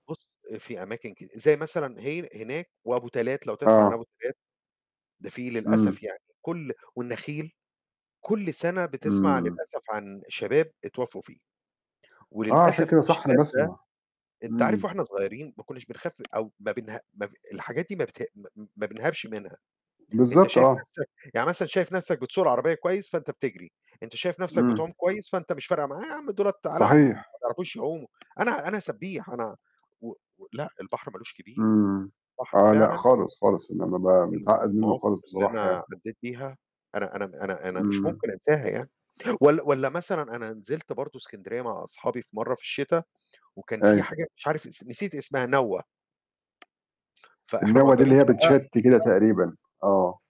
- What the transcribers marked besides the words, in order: tapping; other background noise
- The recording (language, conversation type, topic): Arabic, unstructured, إيه أحلى ذكرى عندك مع العيلة وإنتوا مسافرين؟